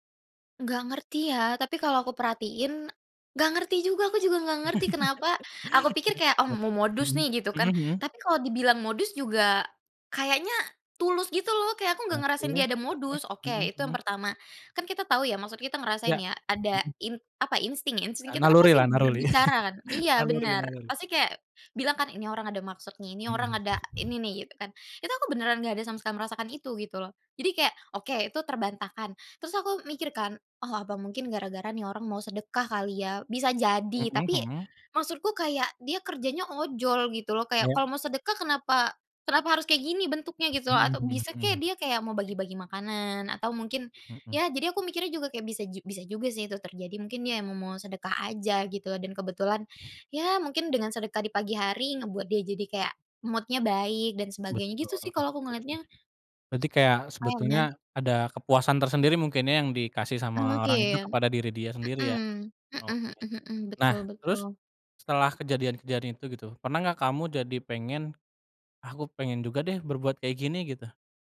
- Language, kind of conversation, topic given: Indonesian, podcast, Pernahkah kamu menerima kebaikan tak terduga dari orang asing, dan bagaimana ceritanya?
- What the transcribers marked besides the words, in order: chuckle; unintelligible speech; "naluri" said as "naruli"; other background noise; in English: "mood-nya"; unintelligible speech